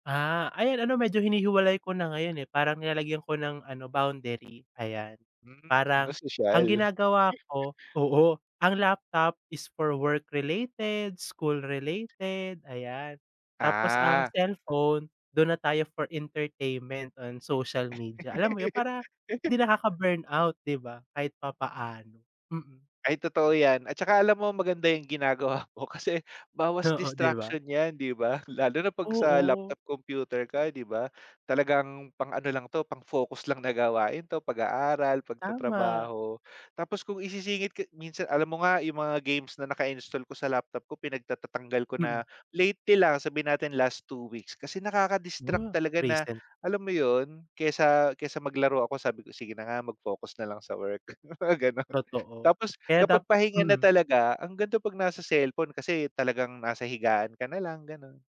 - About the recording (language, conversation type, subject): Filipino, unstructured, Paano mo ginagamit ang teknolohiya sa pang-araw-araw na buhay?
- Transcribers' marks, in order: laugh; laugh; other background noise